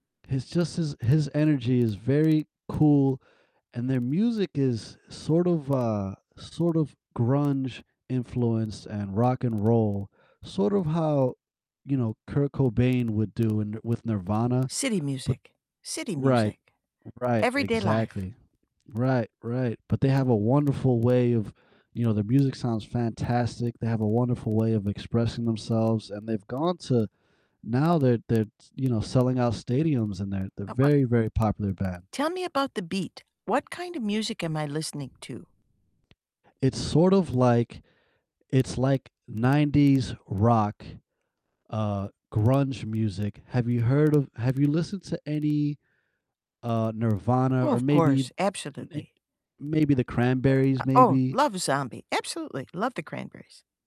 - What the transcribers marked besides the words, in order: distorted speech; tapping; static
- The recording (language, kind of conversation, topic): English, unstructured, How can music bring people together?